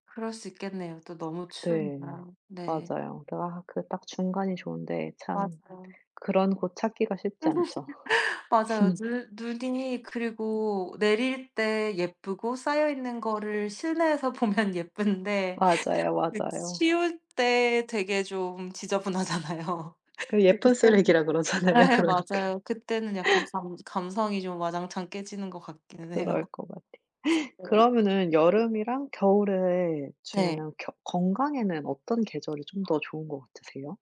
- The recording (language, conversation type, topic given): Korean, unstructured, 여름과 겨울 중 어느 계절을 더 좋아하시나요?
- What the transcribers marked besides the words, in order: other background noise; tapping; laugh; laugh; laughing while speaking: "보면"; laughing while speaking: "지저분하잖아요"; laughing while speaking: "네"; laughing while speaking: "그러잖아요. 그러니까"; gasp